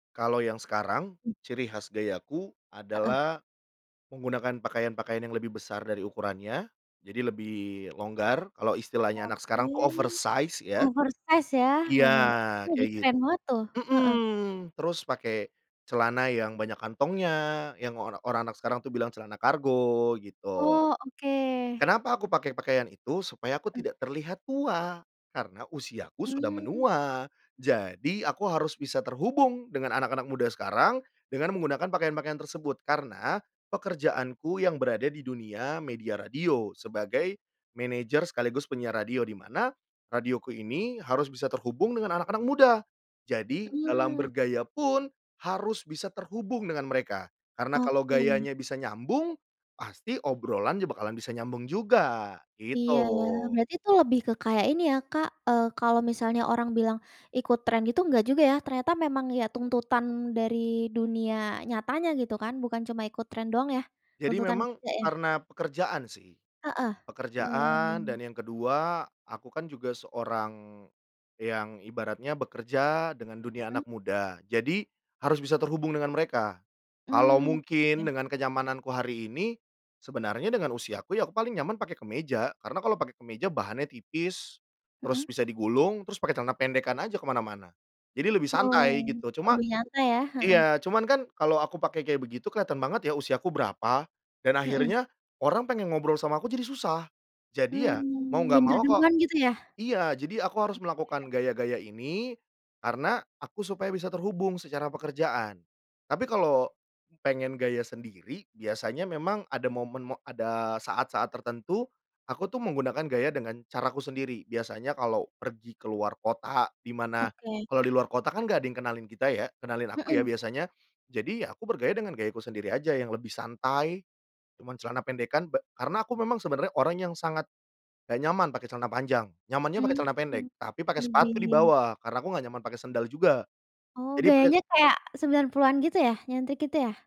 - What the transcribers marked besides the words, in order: tapping; in English: "Oversize"; in English: "oversize"; "tuntutan" said as "tungtutan"
- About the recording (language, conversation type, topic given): Indonesian, podcast, Bagaimana kamu tetap tampil gaya sambil tetap hemat anggaran?